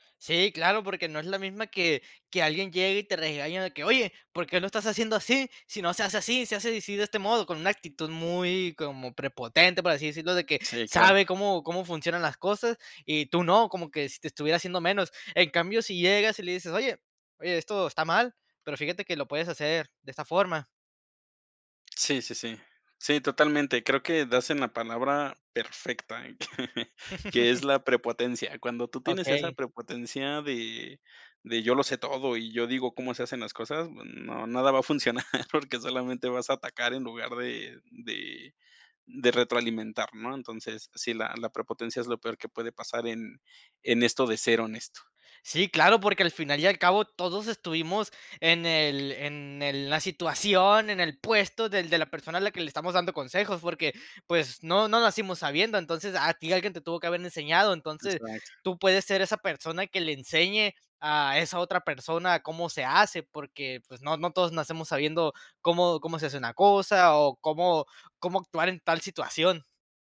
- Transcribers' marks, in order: chuckle; chuckle; other background noise; tapping
- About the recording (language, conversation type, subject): Spanish, podcast, ¿Cómo equilibras la honestidad con la armonía?